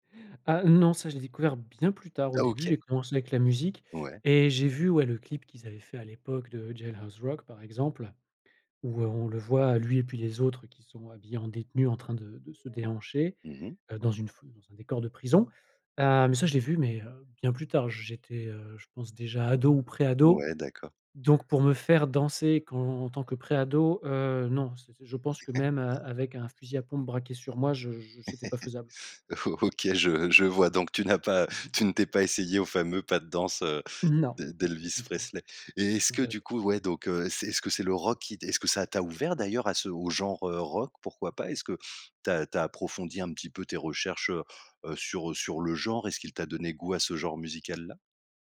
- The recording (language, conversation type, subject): French, podcast, Quelle chanson t’a fait découvrir un artiste important pour toi ?
- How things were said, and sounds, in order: alarm; other background noise; chuckle; chuckle; laughing while speaking: "O OK"